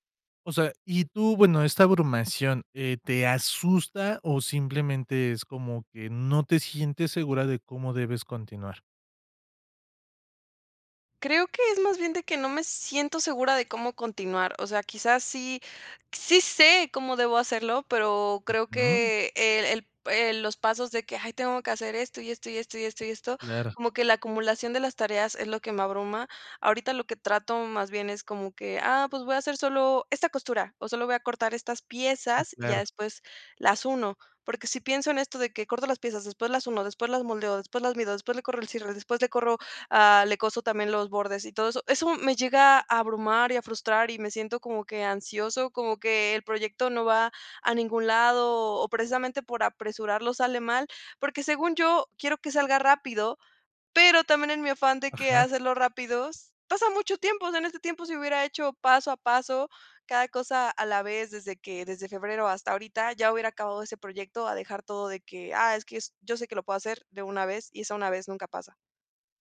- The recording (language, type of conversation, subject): Spanish, advice, ¿Cómo te impide el perfeccionismo terminar tus obras o compartir tu trabajo?
- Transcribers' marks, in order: none